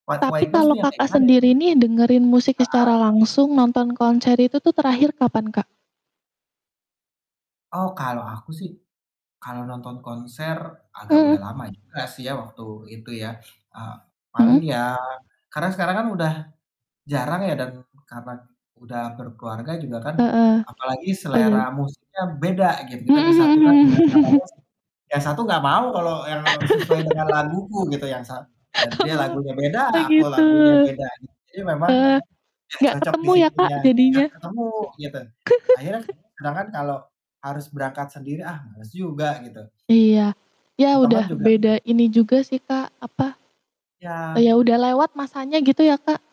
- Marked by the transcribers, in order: static; distorted speech; other background noise; mechanical hum; laugh; tapping; laughing while speaking: "Oh"; laugh
- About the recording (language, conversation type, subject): Indonesian, unstructured, Bagaimana musik memengaruhi suasana hati kamu sehari-hari?